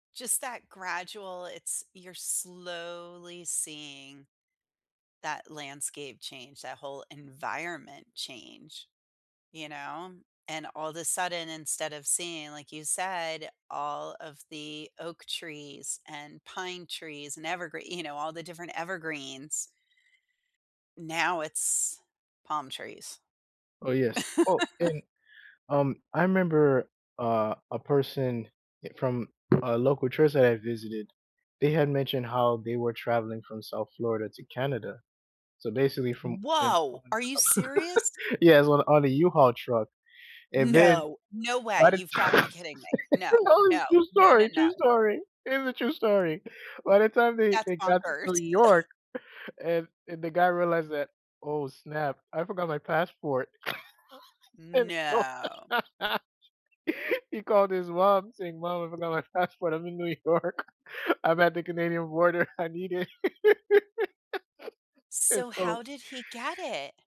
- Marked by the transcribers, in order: drawn out: "slowly"; chuckle; other background noise; tapping; surprised: "Whoa! Are you serious?"; unintelligible speech; chuckle; surprised: "No! No way"; laughing while speaking: "time no, it's true story … guy realized that"; chuckle; chuckle; drawn out: "No"; laugh; laughing while speaking: "And, so he called his … it. And, so"; laugh; laugh
- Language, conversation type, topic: English, unstructured, What makes a trip feel like a true adventure?
- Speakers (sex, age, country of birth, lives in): female, 50-54, United States, United States; male, 35-39, United States, United States